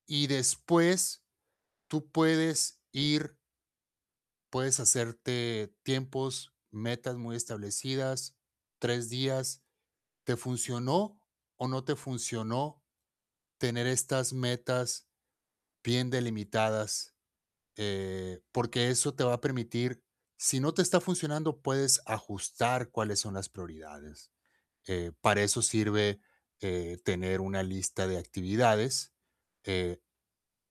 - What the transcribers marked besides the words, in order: none
- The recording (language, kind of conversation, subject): Spanish, advice, ¿Cómo puedo priorizar lo importante sobre lo urgente sin perder de vista mis valores?